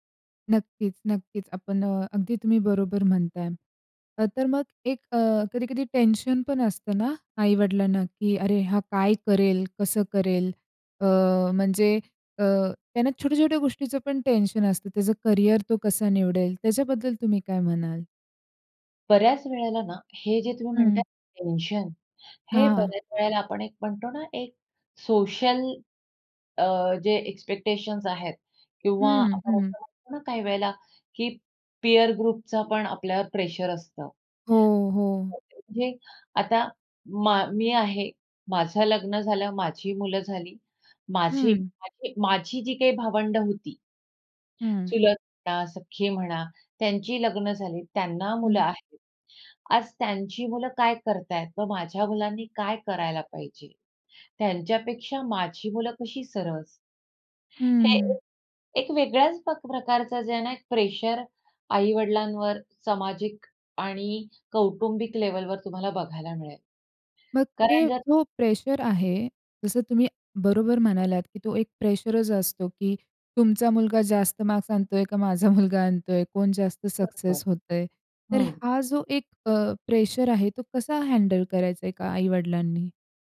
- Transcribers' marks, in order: tapping; in English: "एक्स्पेक्टेशन्स"; in English: "पीअर ग्रुपचा"; laughing while speaking: "का माझा मुलगा आणतो आहे"; in English: "हँडल"
- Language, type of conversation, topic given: Marathi, podcast, आई-वडिलांना तुमच्या करिअरबाबत कोणत्या अपेक्षा असतात?